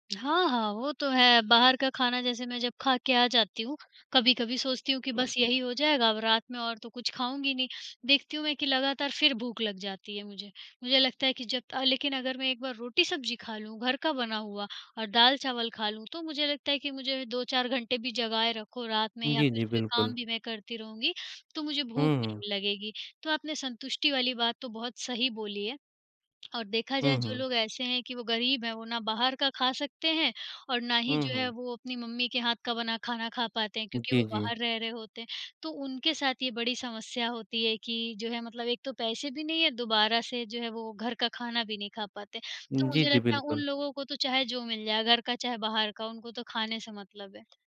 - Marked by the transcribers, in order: other noise; other background noise; tapping
- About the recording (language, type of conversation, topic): Hindi, unstructured, क्या आपको घर का खाना ज़्यादा पसंद है या बाहर का?